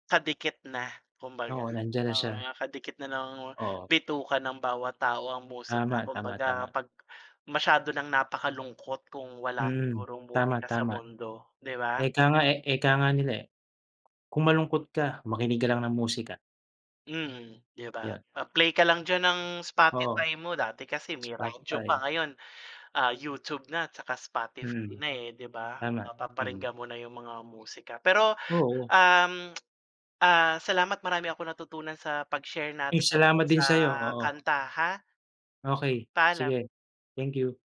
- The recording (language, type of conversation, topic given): Filipino, unstructured, Ano ang paborito mong kanta, at bakit mo ito gusto?
- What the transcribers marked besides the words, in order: tongue click; tapping